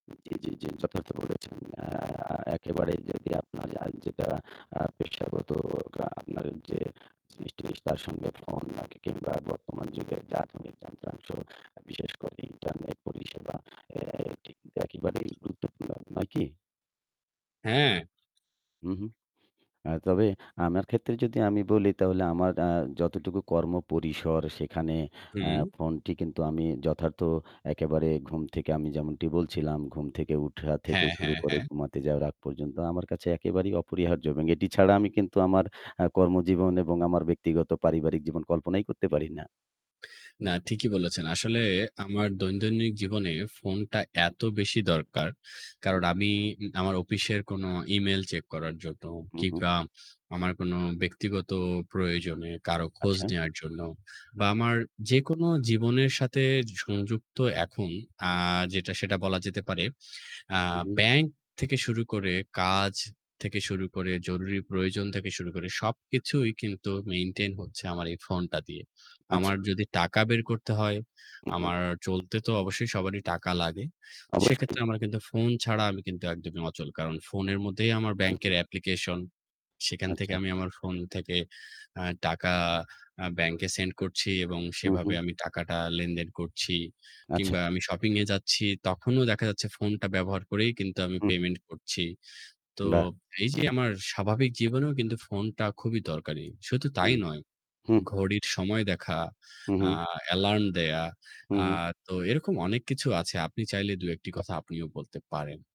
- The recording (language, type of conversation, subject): Bengali, unstructured, আপনার স্মার্টফোনের সঙ্গে আপনার সম্পর্ক কেমন?
- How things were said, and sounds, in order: distorted speech; tapping; other background noise; "দৈনন্দিন" said as "দৈন্দন্দিন"; in English: "maintain"; in English: "application"; in English: "send"; in English: "payment"; static